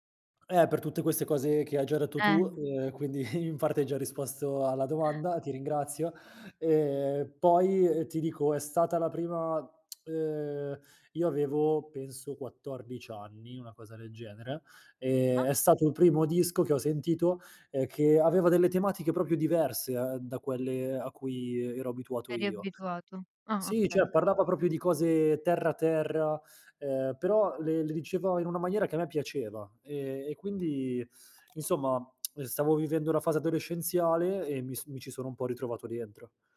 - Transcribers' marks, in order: laughing while speaking: "in"; lip smack; "proprio" said as "propio"; other background noise; "cioè" said as "ceh"; "proprio" said as "propio"; other noise; lip smack
- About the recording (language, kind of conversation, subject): Italian, podcast, Qual è la colonna sonora della tua adolescenza?
- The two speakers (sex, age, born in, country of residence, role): female, 35-39, Italy, Italy, host; male, 30-34, Italy, Italy, guest